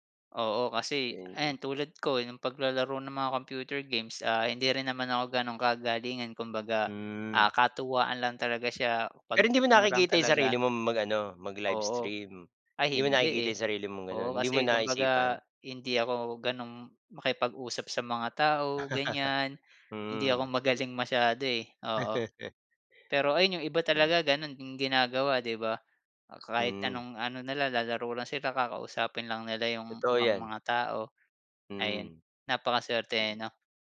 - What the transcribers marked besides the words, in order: other background noise; tapping; chuckle; chuckle
- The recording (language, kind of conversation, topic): Filipino, unstructured, Paano mo ginagamit ang libangan mo para mas maging masaya?